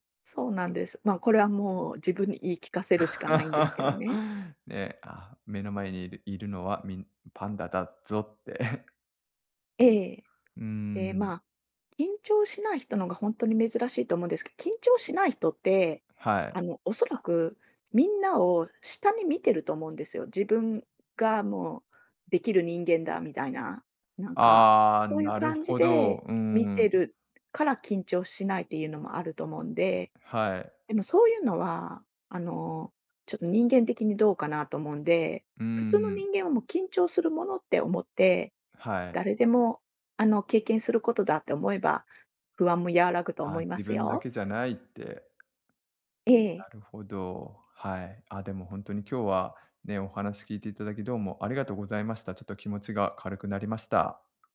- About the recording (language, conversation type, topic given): Japanese, advice, 人前で緊張して話せない状況が続いているのですが、どうすれば改善できますか？
- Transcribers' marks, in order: laugh; other noise